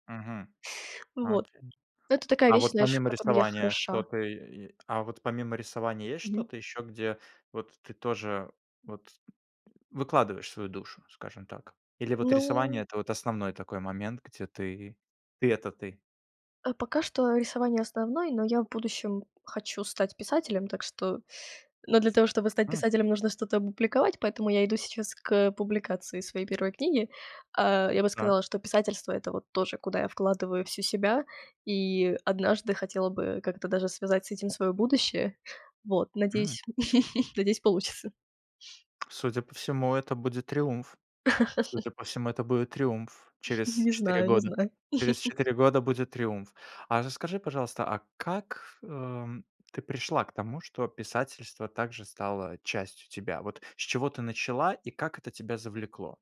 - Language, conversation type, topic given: Russian, podcast, Как ты понял(а), что ты творческий человек?
- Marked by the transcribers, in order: other background noise; chuckle; laugh; chuckle